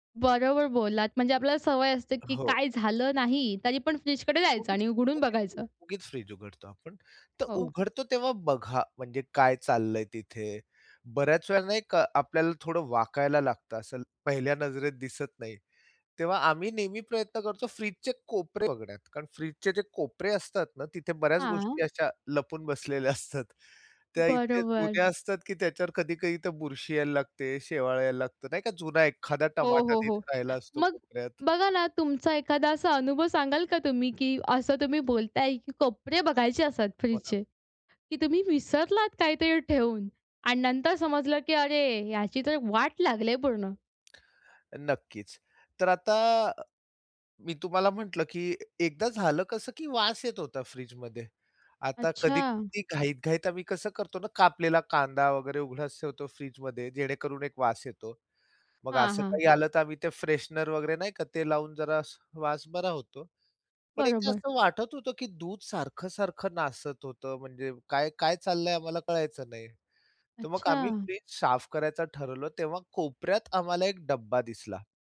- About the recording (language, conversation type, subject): Marathi, podcast, अन्नसाठा आणि स्वयंपाकघरातील जागा गोंधळमुक्त कशी ठेवता?
- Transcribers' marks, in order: other noise; laughing while speaking: "बसलेल्या असतात"; in English: "फ्रेशनर"; other background noise